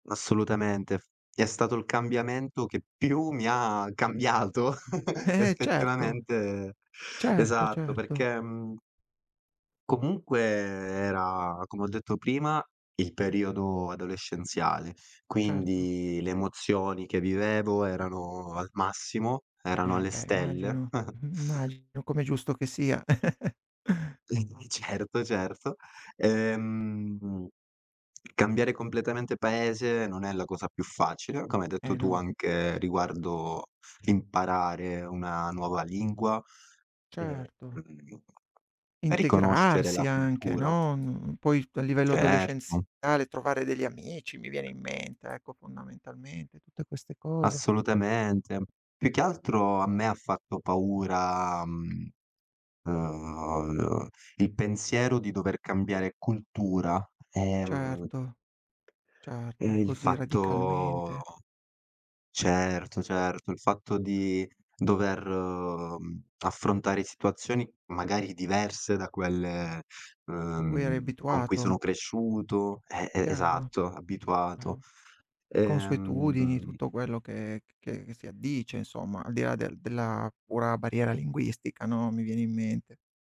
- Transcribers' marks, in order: laughing while speaking: "cambiato"; chuckle; tapping; other background noise; chuckle; laughing while speaking: "immagino"; chuckle; unintelligible speech; drawn out: "fatto"
- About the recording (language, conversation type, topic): Italian, podcast, Cosa ti aiuta a superare la paura del cambiamento?